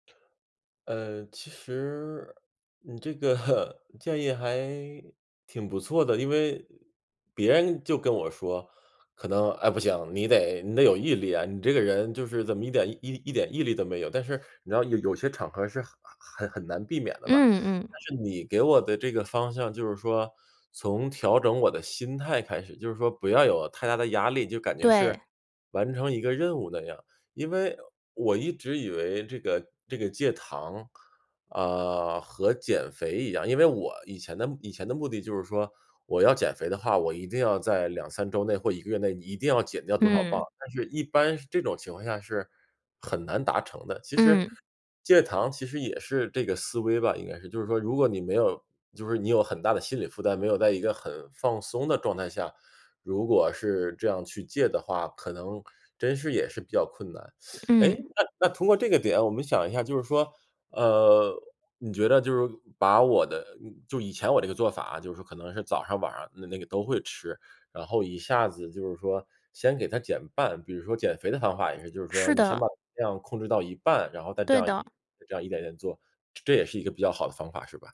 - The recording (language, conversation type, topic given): Chinese, advice, 我想改掉坏习惯却总是反复复发，该怎么办？
- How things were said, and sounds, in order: laughing while speaking: "这个"; laugh; other background noise; teeth sucking